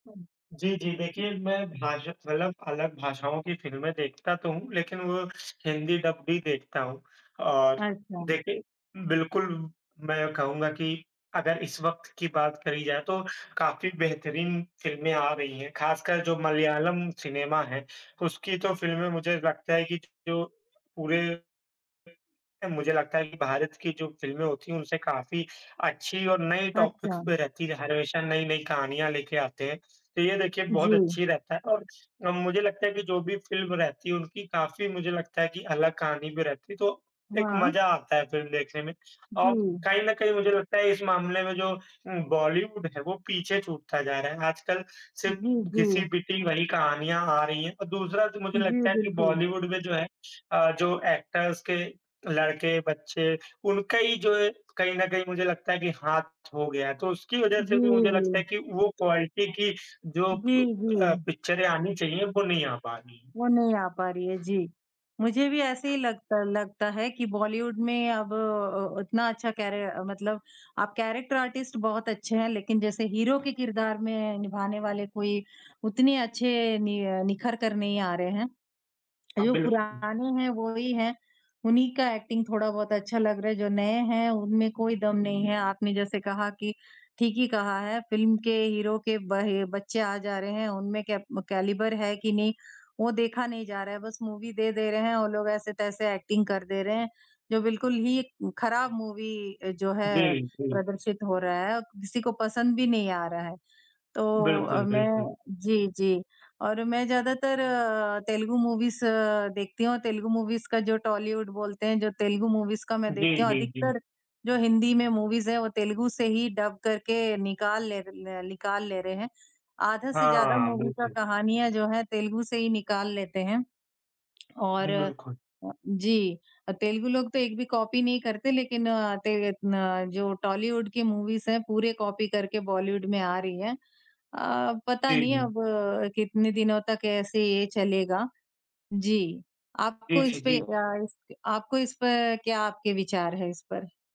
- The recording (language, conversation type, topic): Hindi, unstructured, आपको कौन-सी फिल्में हमेशा याद रहती हैं और क्यों?
- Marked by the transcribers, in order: in English: "डब"; in English: "टॉपिक्स"; in English: "एक्टर्स"; in English: "क्वालिटी"; in English: "कैरेक्टर आर्टिस्ट"; in English: "एक्टिंग"; in English: "कैलिबर"; in English: "मूवी"; in English: "एक्टिंग"; in English: "मूवी"; in English: "मूवीज़"; in English: "मूवीज़"; in English: "मूवीज़"; in English: "मूवीज़"; in English: "डब"; in English: "मूवी"; in English: "कॉपी"; in English: "मूवीज़"; in English: "कॉपी"